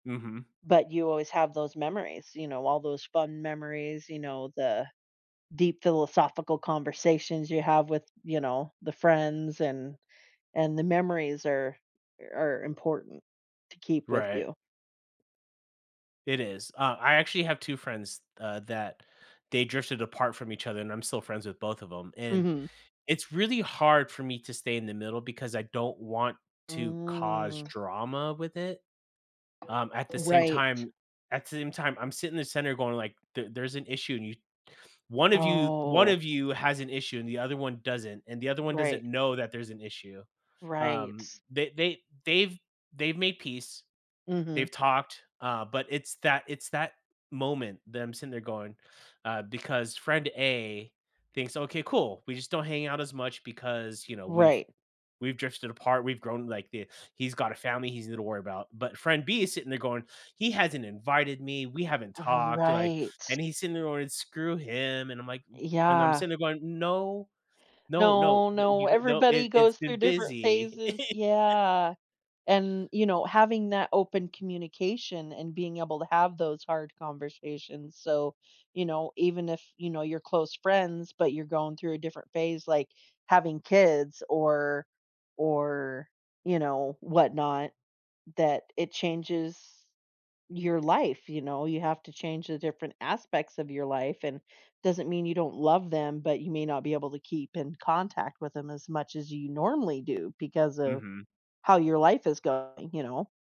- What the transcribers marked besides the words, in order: tapping; drawn out: "Mm"; alarm; drawn out: "Oh"; other background noise; laugh
- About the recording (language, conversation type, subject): English, unstructured, How do you cope with changes in your friendships over time?
- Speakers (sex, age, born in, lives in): female, 40-44, United States, United States; male, 40-44, United States, United States